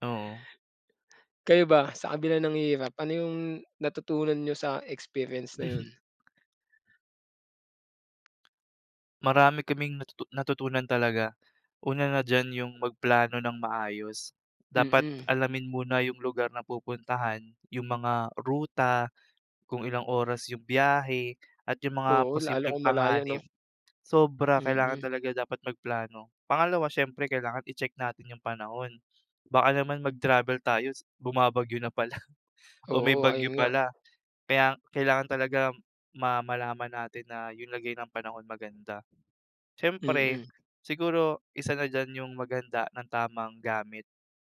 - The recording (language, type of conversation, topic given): Filipino, unstructured, Ano ang isang pakikipagsapalaran na hindi mo malilimutan kahit nagdulot ito ng hirap?
- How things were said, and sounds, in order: tapping; other background noise; chuckle; chuckle